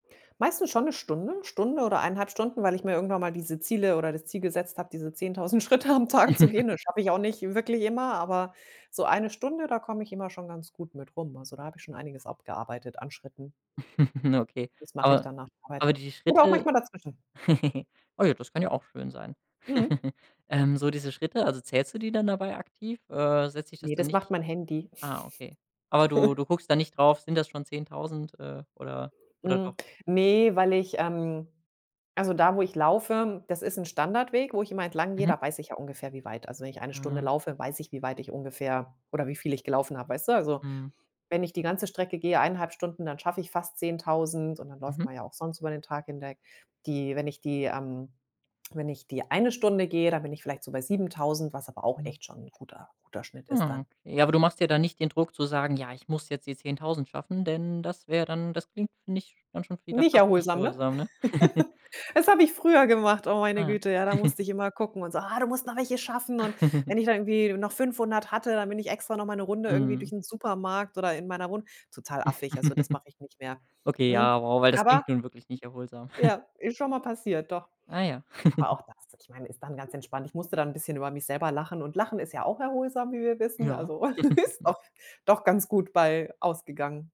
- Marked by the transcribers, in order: laughing while speaking: "Schritte am Tag"; chuckle; chuckle; giggle; giggle; chuckle; giggle; chuckle; put-on voice: "Ah, du musst noch welche schaffen"; giggle; giggle; chuckle; giggle; giggle; laughing while speaking: "ist"
- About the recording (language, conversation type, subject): German, podcast, Wie verbringst du Zeit, wenn du dich richtig erholen willst?